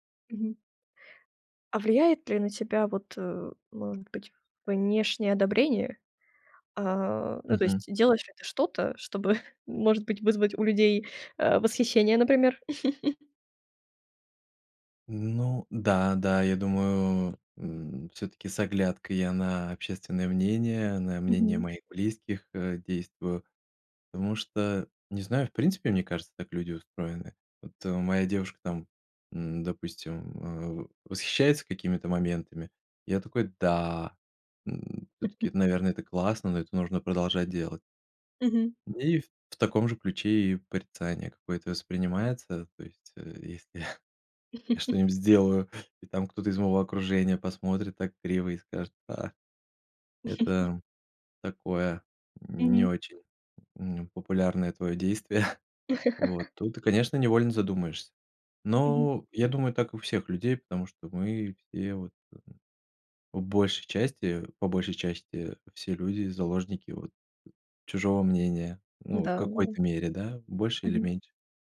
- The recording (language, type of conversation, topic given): Russian, podcast, Как ты начинаешь менять свои привычки?
- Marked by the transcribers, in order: chuckle; laugh; chuckle; chuckle; laugh; inhale; laugh; chuckle; laugh